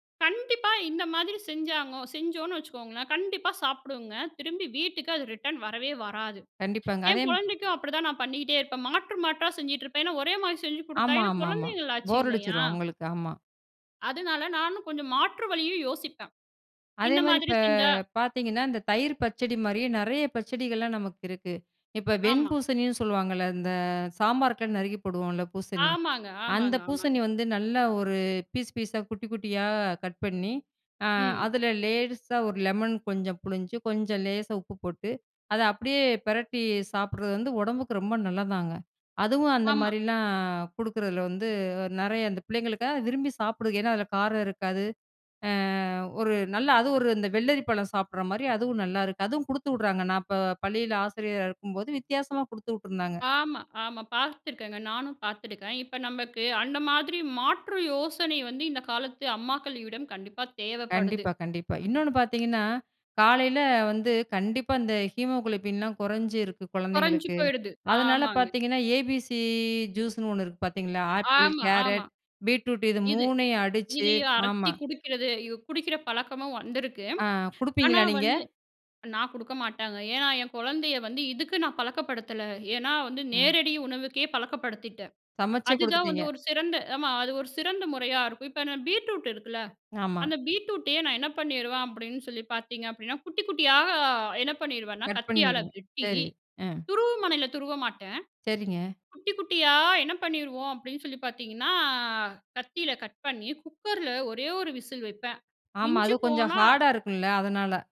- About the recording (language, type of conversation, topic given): Tamil, podcast, பழங்கள் மற்றும் காய்கறிகளை தினமும் உணவில் எளிதாகச் சேர்த்துக்கொள்ளுவது எப்படி?
- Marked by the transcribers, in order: drawn out: "இந்த"; "லேசா" said as "லேடுசா"; drawn out: "மாரிலாம்"; drawn out: "அ"; in English: "ஹீமோகுளோபின்"; drawn out: "பாத்தீங்கன்னா"